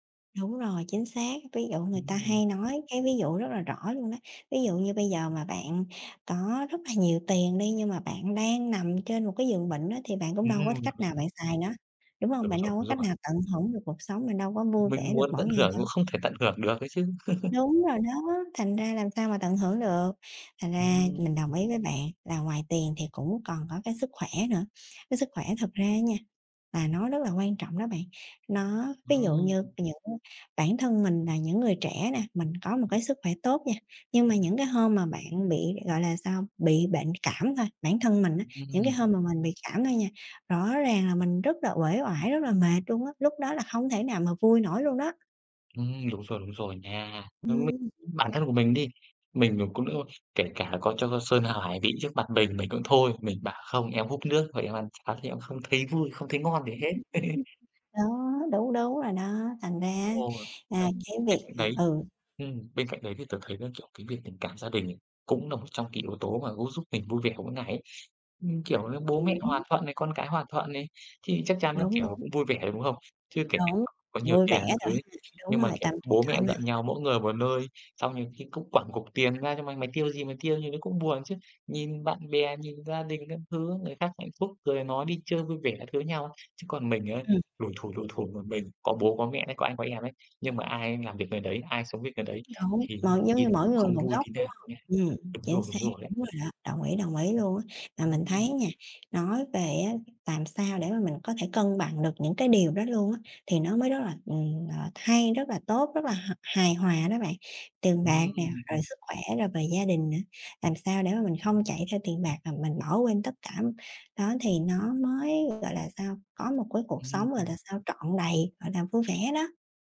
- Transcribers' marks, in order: other background noise; chuckle; tapping; chuckle
- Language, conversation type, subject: Vietnamese, unstructured, Tiền bạc ảnh hưởng như thế nào đến hạnh phúc hằng ngày của bạn?